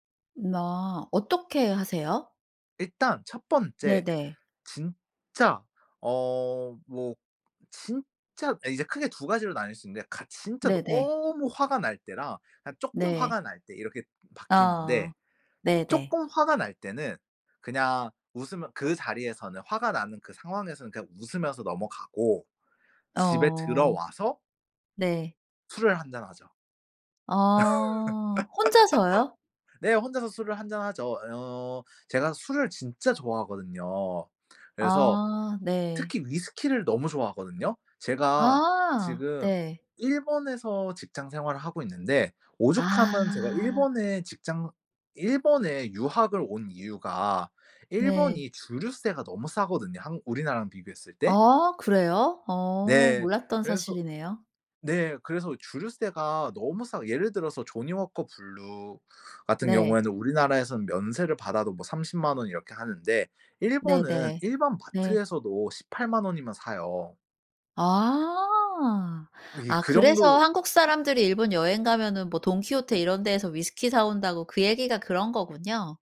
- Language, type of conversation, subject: Korean, podcast, 솔직히 화가 났을 때는 어떻게 해요?
- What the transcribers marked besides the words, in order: laugh; other background noise